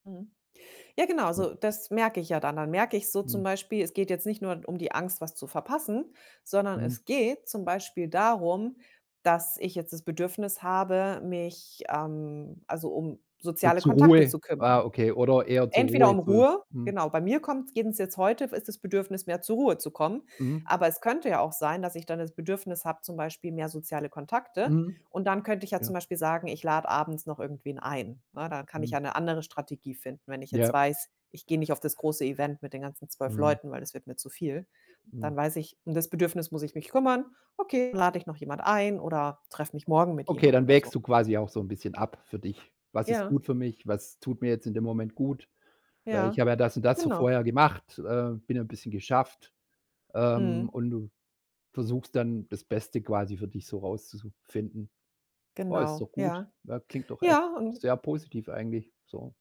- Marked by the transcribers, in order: tapping; other background noise; other noise
- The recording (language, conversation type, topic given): German, podcast, Wie gehst du mit der Angst um, etwas zu verpassen?